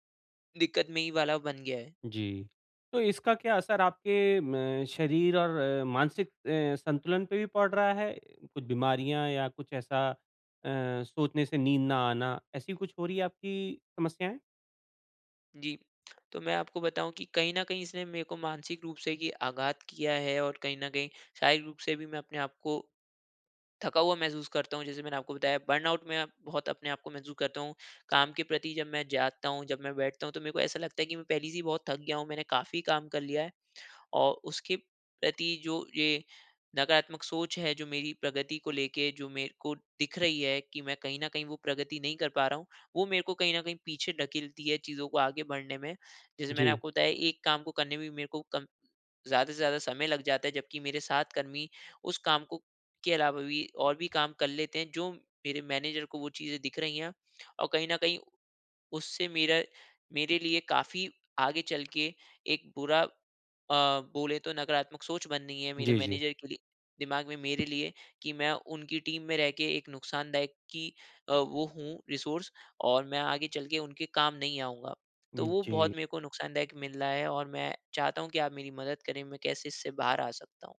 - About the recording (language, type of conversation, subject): Hindi, advice, जब प्रगति धीमी हो या दिखाई न दे और निराशा हो, तो मैं क्या करूँ?
- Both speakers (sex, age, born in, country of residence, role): male, 25-29, India, India, user; male, 40-44, India, India, advisor
- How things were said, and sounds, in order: in English: "बर्नआउट"; in English: "मैनेजर"; in English: "मैनेजर"; other background noise; in English: "टीम"; in English: "रिसोर्स"